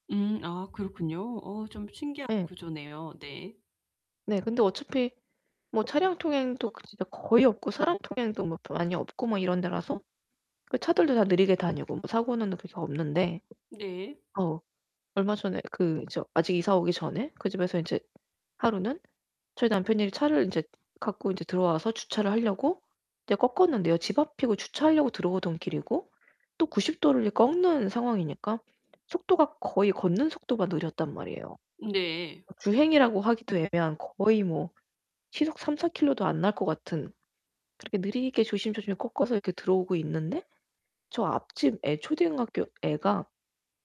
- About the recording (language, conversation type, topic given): Korean, advice, 재정 충격을 받았을 때 스트레스를 어떻게 관리할 수 있을까요?
- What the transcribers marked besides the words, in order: other background noise; distorted speech; "초등학교" said as "초딩학교"